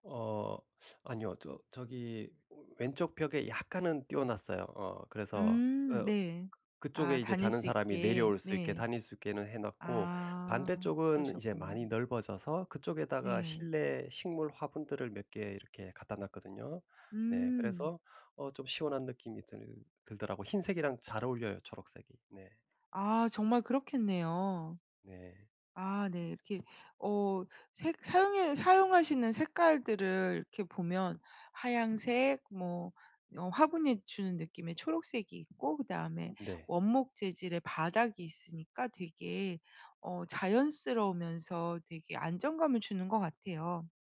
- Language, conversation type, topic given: Korean, podcast, 작은 집이 더 넓어 보이게 하려면 무엇이 가장 중요할까요?
- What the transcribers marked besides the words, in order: other background noise; tapping